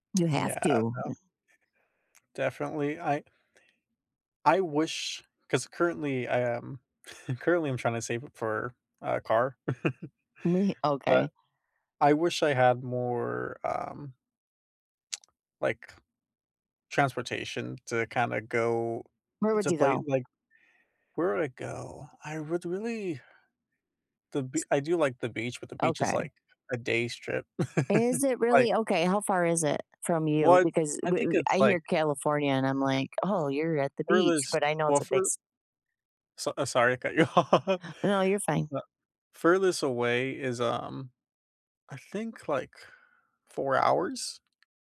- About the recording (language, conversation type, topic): English, unstructured, What is your favorite way to enjoy nature outdoors?
- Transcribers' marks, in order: chuckle; laugh; laugh; laughing while speaking: "off"